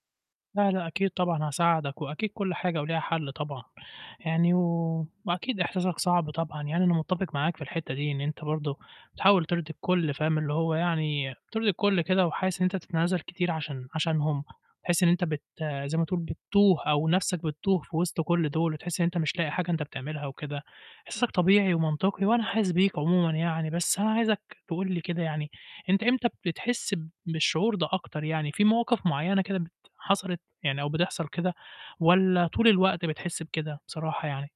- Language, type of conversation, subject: Arabic, advice, إزاي أتعامل مع تعبي من إني بحاول أرضّي الكل وبحس إني بتنازل عن نفسي؟
- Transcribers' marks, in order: none